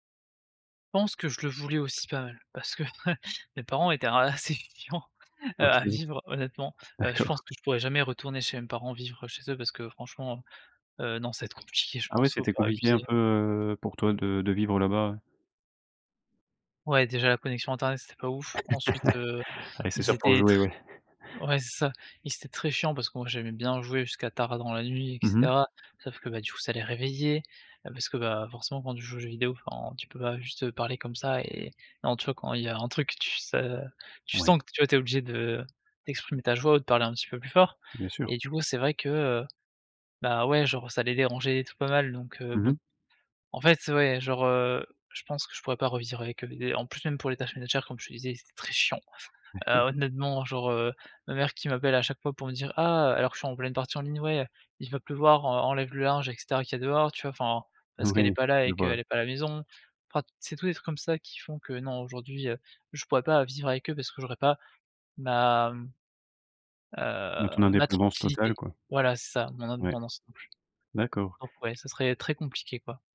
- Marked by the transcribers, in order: chuckle; laughing while speaking: "mes parents étaient assez chiants heu à vivre"; other background noise; laughing while speaking: "D'accord"; laughing while speaking: "ça va être compliqué, je pense, faut pas abuser"; laugh; chuckle; stressed: "chiant"
- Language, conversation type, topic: French, podcast, Peux-tu raconter un moment où tu as dû devenir adulte du jour au lendemain ?